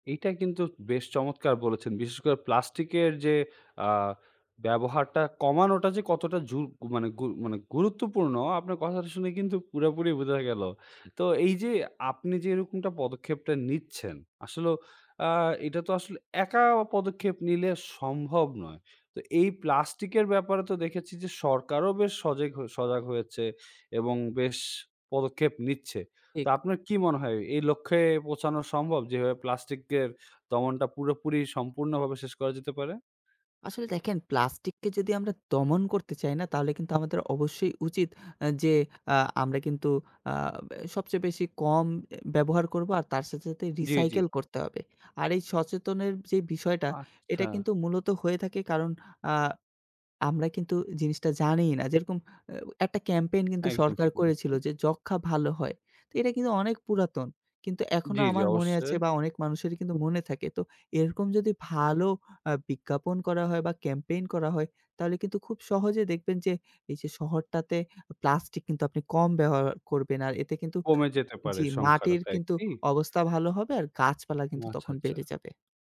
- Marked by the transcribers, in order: other background noise
- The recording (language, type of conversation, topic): Bengali, podcast, শহরে সহজভাবে সবুজ জীবন বজায় রাখার সহজ কৌশলগুলো কী কী?